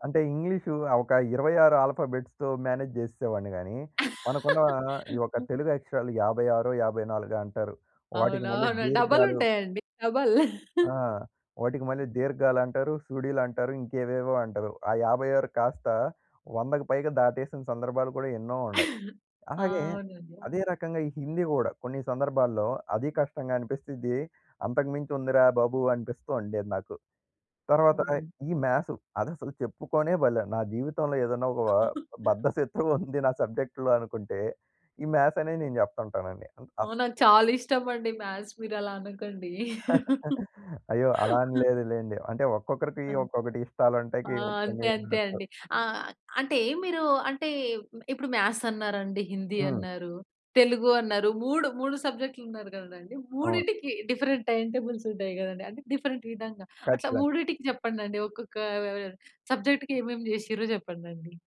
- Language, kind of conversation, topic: Telugu, podcast, పరీక్షలో పరాజయం మీకు ఎలా మార్గదర్శకమైంది?
- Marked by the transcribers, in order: in English: "ఆల్ఫాబెట్స్‌తో మేనేజ్"; laugh; in English: "డబల్"; in English: "డబల్"; chuckle; chuckle; giggle; in English: "సబ్జెక్ట్‌లో"; in English: "మ్యాథ్స్"; other background noise; giggle; other noise; in English: "డిఫరెంట్ టైమ్ టేబుల్స్"; in English: "డిఫరెంట్"; in English: "సబ్జెక్ట్‌కి"